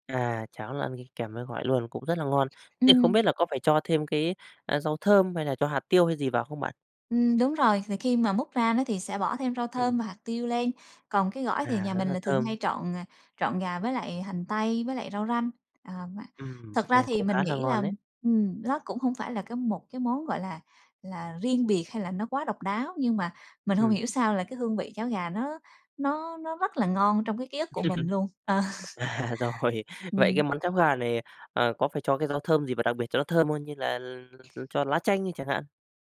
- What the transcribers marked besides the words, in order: laugh; laughing while speaking: "À, rồi"; laughing while speaking: "Ờ"; tapping; other noise
- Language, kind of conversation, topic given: Vietnamese, podcast, Món ăn gia truyền nào khiến bạn nhớ nhà nhất?